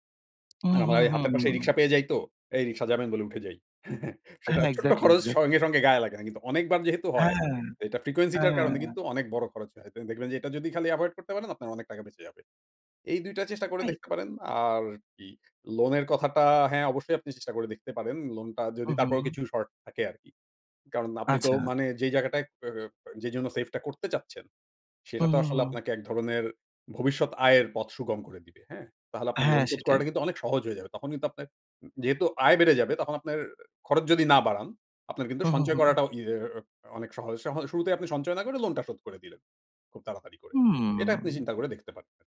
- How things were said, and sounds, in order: tapping; chuckle; unintelligible speech
- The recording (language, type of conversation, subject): Bengali, advice, আপনি বড় কেনাকাটার জন্য টাকা জমাতে পারছেন না কেন?